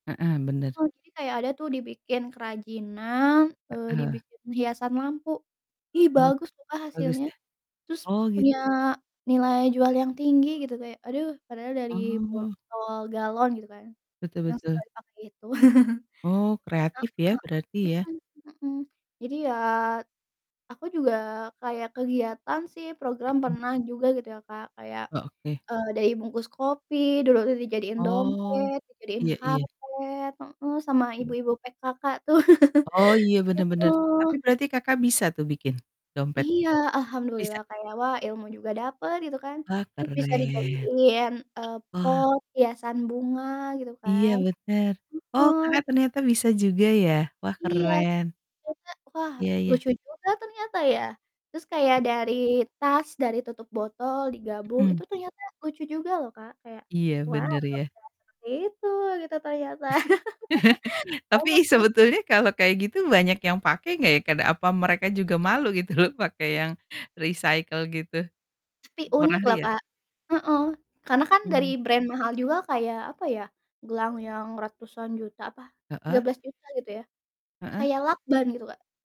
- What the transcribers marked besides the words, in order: static; distorted speech; other background noise; chuckle; laughing while speaking: "tuh"; sneeze; chuckle; laugh; laughing while speaking: "loh"; in English: "recycle"; in English: "brand"
- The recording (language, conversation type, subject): Indonesian, unstructured, Apa pendapatmu tentang penggunaan plastik sekali pakai?